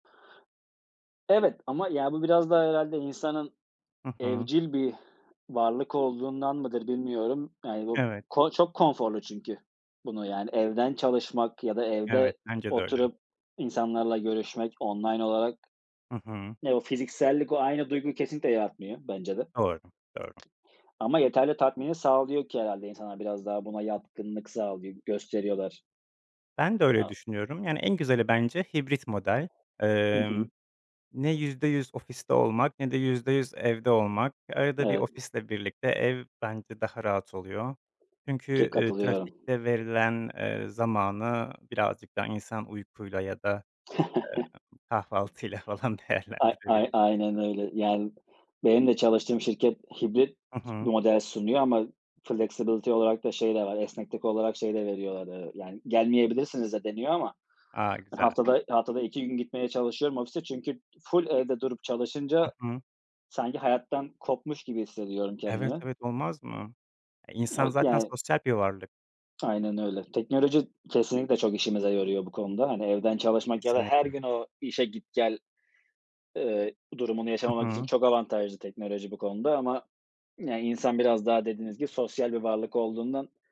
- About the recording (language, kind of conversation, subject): Turkish, unstructured, Teknoloji günlük hayatını kolaylaştırıyor mu, yoksa zorlaştırıyor mu?
- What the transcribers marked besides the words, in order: other background noise; tapping; unintelligible speech; chuckle; other noise; laughing while speaking: "kahvaltıyla falan değerlendirebilir"; in English: "flexibility"